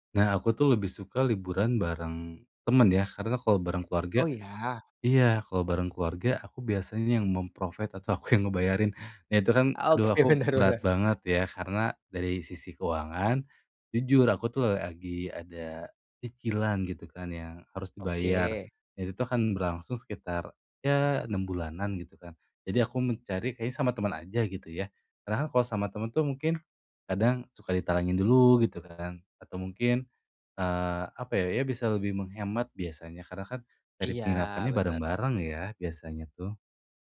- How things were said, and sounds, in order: in English: "mem-provide"; laughing while speaking: "aku yang"; laughing while speaking: "Oke, bener bener"; tapping; other noise
- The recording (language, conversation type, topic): Indonesian, advice, Bagaimana cara menemukan tujuan wisata yang terjangkau dan aman?